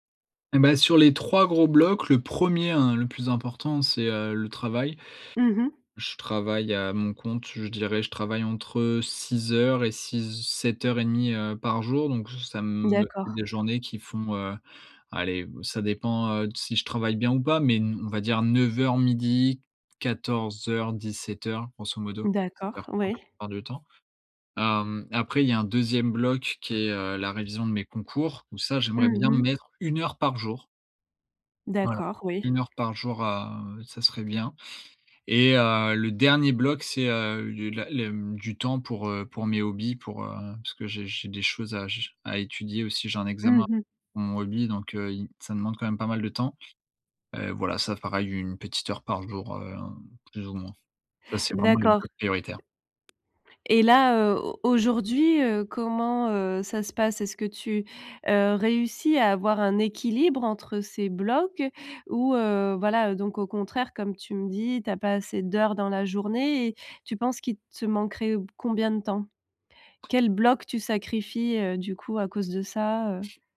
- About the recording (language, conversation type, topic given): French, advice, Comment faire pour gérer trop de tâches et pas assez d’heures dans la journée ?
- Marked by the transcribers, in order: tapping; other background noise